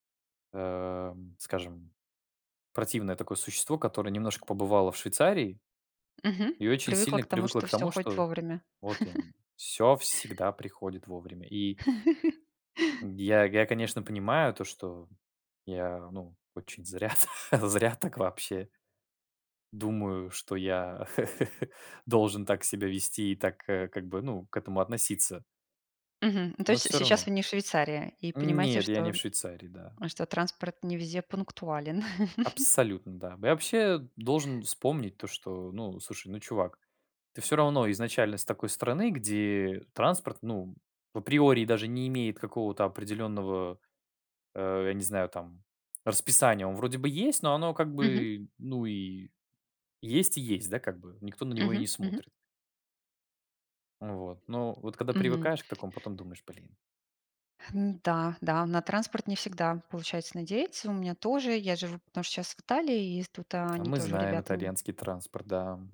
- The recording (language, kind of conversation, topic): Russian, unstructured, Какие технологии помогают вам в организации времени?
- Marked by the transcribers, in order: chuckle; laugh; laugh; laugh; tapping; swallow; laugh; other background noise